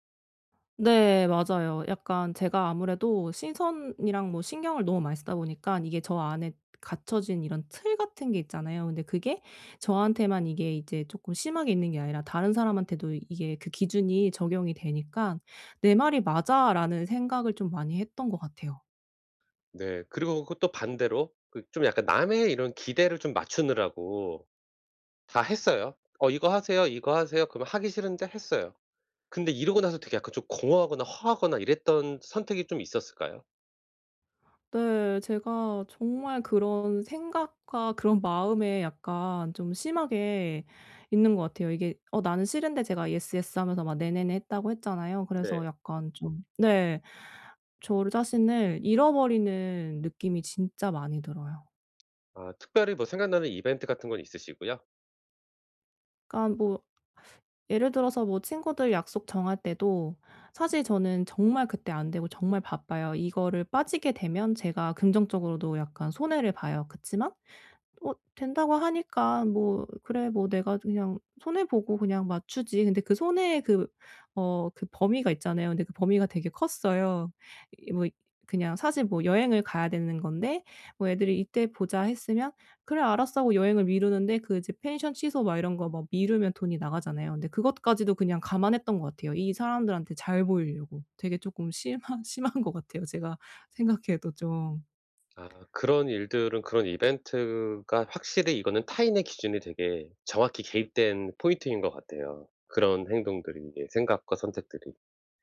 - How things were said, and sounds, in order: in English: "Yes, yes"; teeth sucking; laughing while speaking: "심한 심한 것 같아요"; other background noise
- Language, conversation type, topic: Korean, advice, 남들의 시선 속에서도 진짜 나를 어떻게 지킬 수 있을까요?